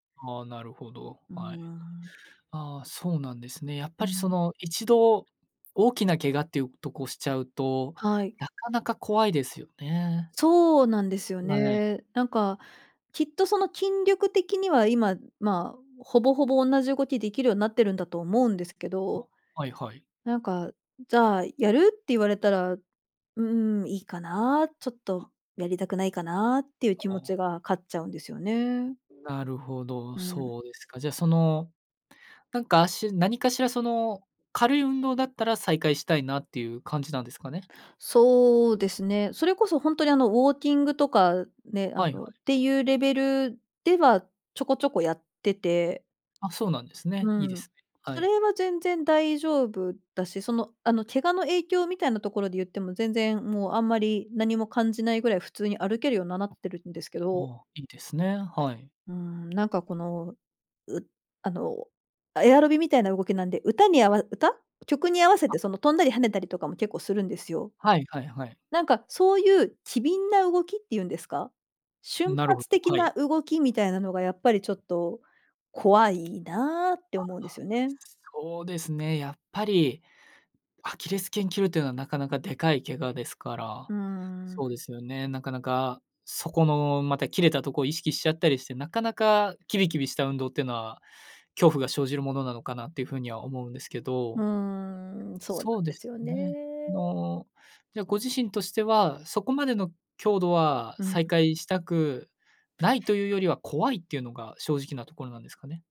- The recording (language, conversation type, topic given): Japanese, advice, 長いブランクのあとで運動を再開するのが怖かったり不安だったりするのはなぜですか？
- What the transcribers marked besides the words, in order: other noise; tapping; other background noise